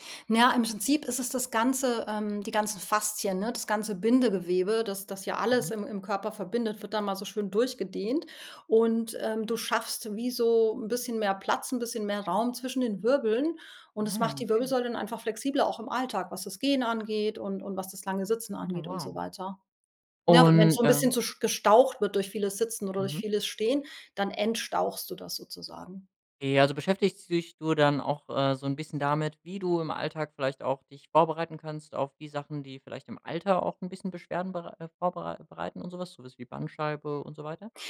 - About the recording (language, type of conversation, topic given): German, podcast, Wie baust du kleine Bewegungseinheiten in den Alltag ein?
- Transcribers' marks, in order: none